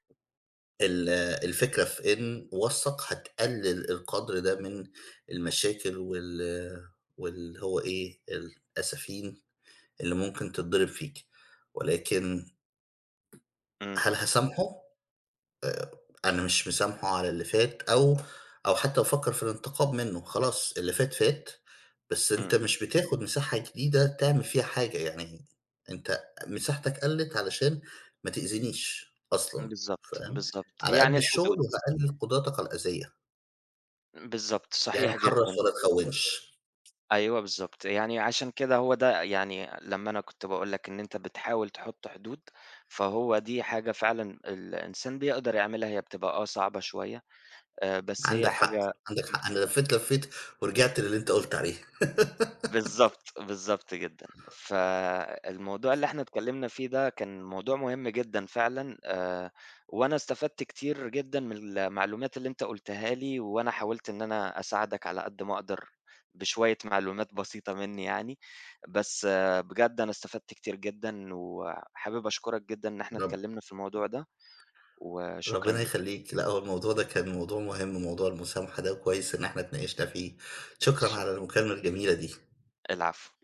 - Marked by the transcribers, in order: other background noise; laugh
- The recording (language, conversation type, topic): Arabic, unstructured, هل تقدر تسامح حد آذاك جامد؟